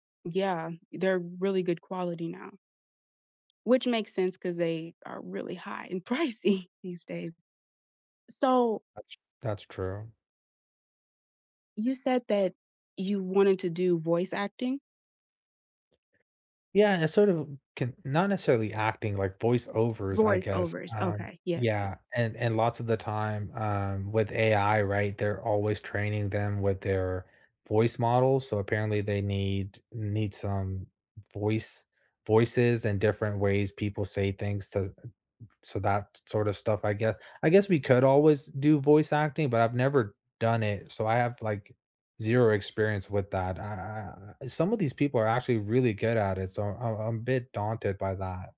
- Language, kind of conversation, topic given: English, unstructured, Have you ever tried a hobby that didn’t live up to the hype?
- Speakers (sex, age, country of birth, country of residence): female, 20-24, United States, United States; male, 30-34, United States, United States
- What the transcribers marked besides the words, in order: laughing while speaking: "pricey"; unintelligible speech; other background noise